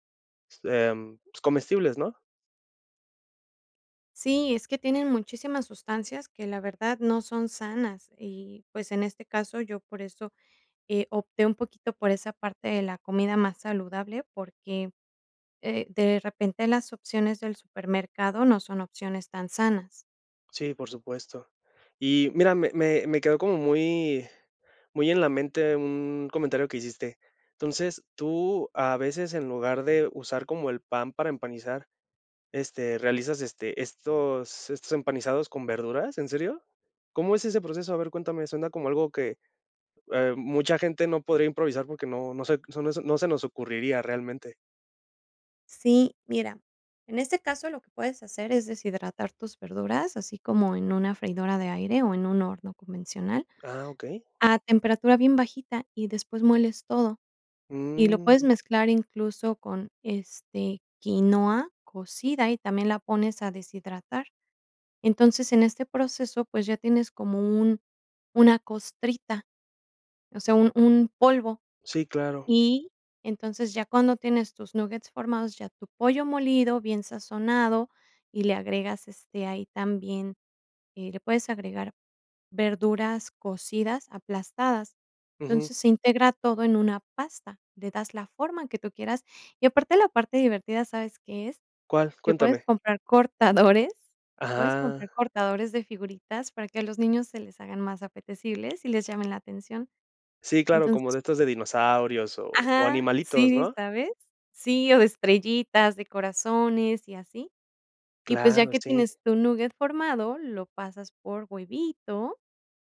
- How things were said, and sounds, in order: other background noise
- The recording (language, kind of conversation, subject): Spanish, podcast, ¿Cómo improvisas cuando te faltan ingredientes?